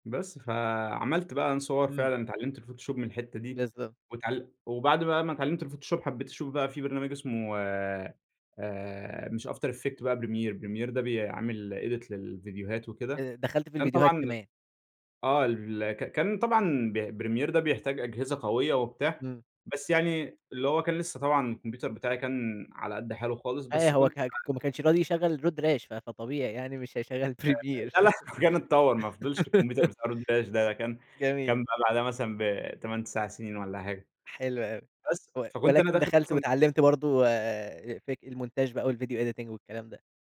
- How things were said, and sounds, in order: in English: "الفوتوشوب"; in English: "الفوتوشوب"; in English: "edit"; chuckle; laugh; in English: "editing"
- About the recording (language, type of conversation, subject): Arabic, podcast, إيه دور الفضول في رحلتك التعليمية؟